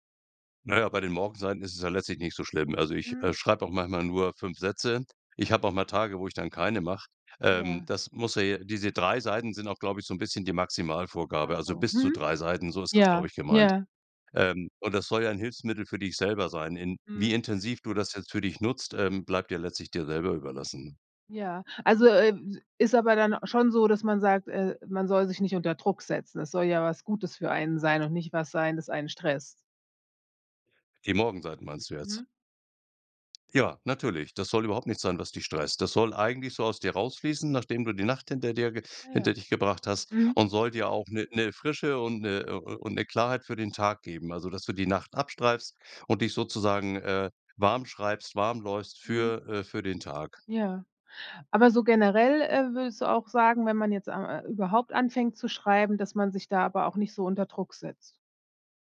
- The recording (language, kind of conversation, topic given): German, podcast, Wie entwickelst du kreative Gewohnheiten im Alltag?
- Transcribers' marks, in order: other background noise